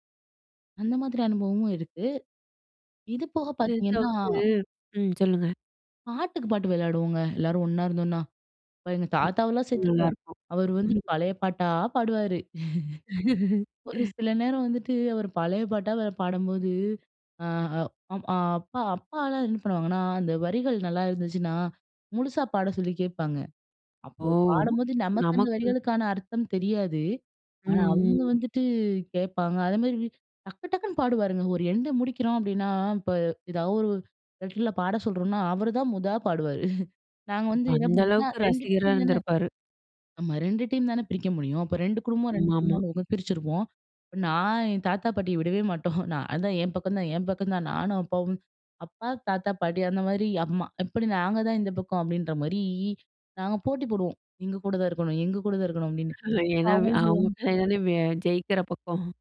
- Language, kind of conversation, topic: Tamil, podcast, குடும்பத்தோடு சேர்ந்து விளையாடும் பழக்கம் உங்கள் வாழ்க்கையை எப்படிப் பாதித்தது?
- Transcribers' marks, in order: other background noise; chuckle; tapping; in English: "எண்ட"; chuckle; chuckle; other noise; chuckle; laughing while speaking: "பக்கம்"